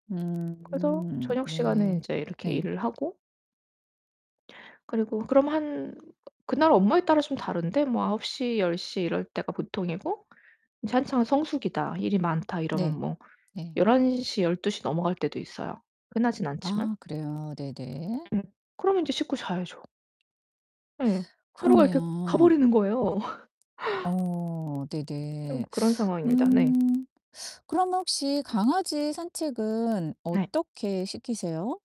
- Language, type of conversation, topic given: Korean, advice, 자기 관리 습관을 계속 지키기가 힘든데, 어떻게 하면 꾸준히 유지할 수 있을까요?
- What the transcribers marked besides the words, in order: distorted speech; other background noise; laugh